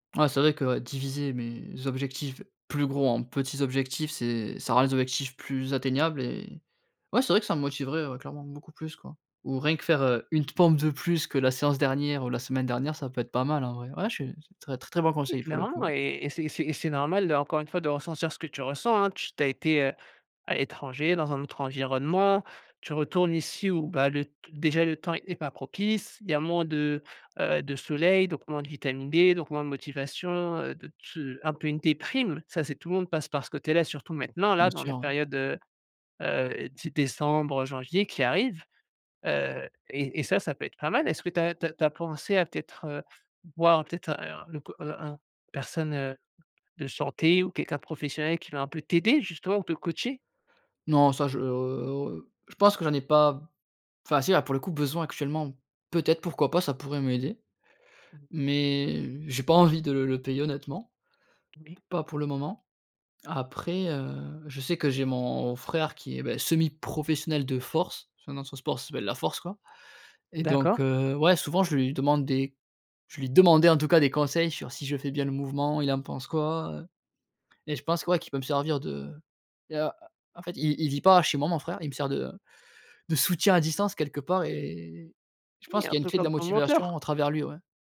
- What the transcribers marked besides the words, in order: stressed: "plus"; "pompe" said as "tpompe"; tapping; stressed: "professionnel"
- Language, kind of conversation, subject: French, advice, Comment expliquer que vous ayez perdu votre motivation après un bon départ ?